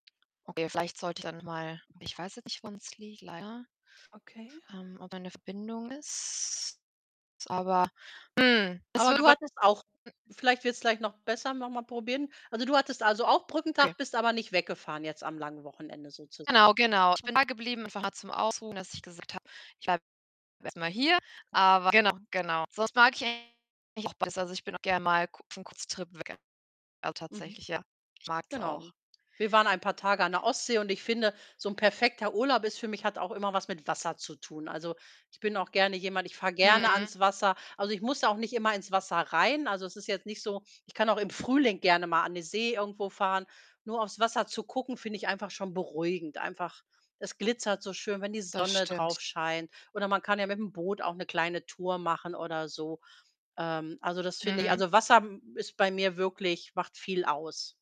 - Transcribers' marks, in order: distorted speech; other background noise; unintelligible speech
- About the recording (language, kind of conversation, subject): German, unstructured, Was macht für dich einen perfekten Urlaub aus?